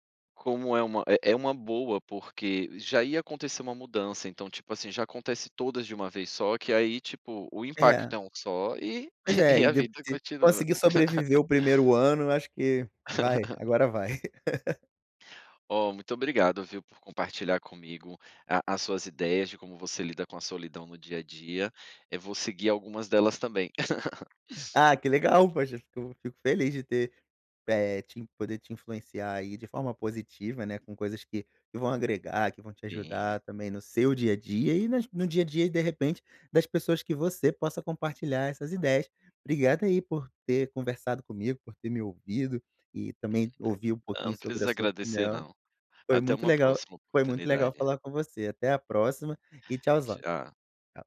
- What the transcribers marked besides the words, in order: laugh; laugh; unintelligible speech
- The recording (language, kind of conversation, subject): Portuguese, podcast, Como você lida com a solidão no dia a dia?